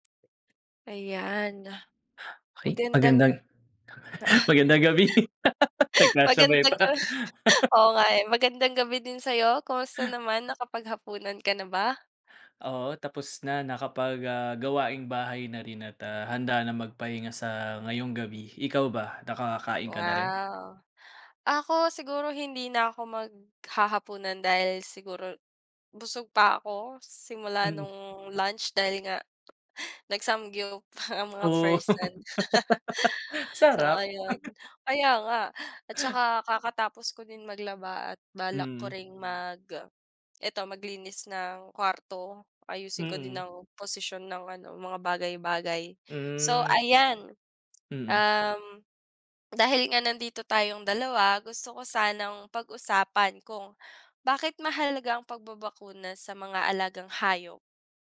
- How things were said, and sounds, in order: chuckle; laugh; chuckle; other background noise; laugh; chuckle
- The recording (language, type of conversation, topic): Filipino, unstructured, Bakit mahalaga ang pagpapabakuna sa mga alagang hayop?